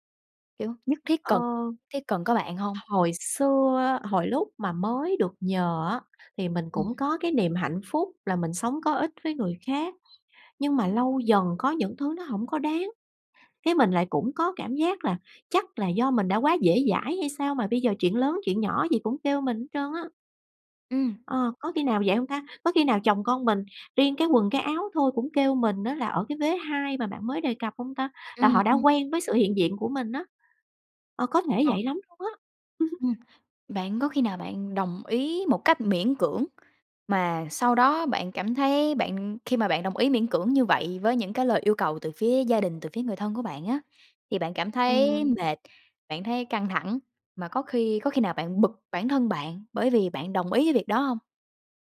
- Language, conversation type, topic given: Vietnamese, advice, Làm thế nào để nói “không” khi người thân luôn mong tôi đồng ý mọi việc?
- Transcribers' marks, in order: tapping; laugh